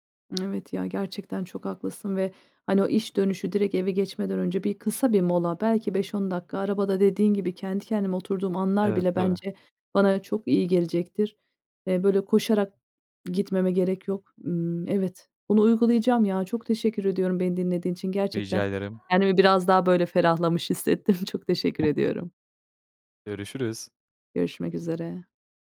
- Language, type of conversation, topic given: Turkish, advice, İş veya stres nedeniyle ilişkiye yeterince vakit ayıramadığınız bir durumu anlatır mısınız?
- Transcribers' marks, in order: other background noise; chuckle